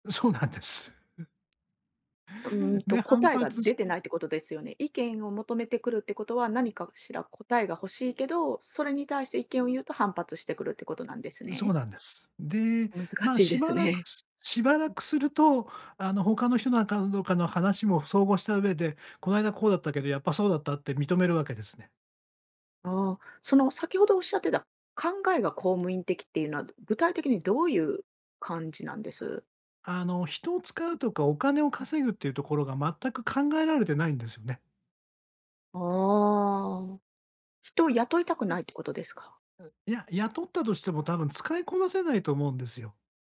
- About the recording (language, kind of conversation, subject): Japanese, advice, 意見が違うときに、お互いを尊重しながら対話するにはどうすればよいですか？
- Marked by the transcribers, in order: other noise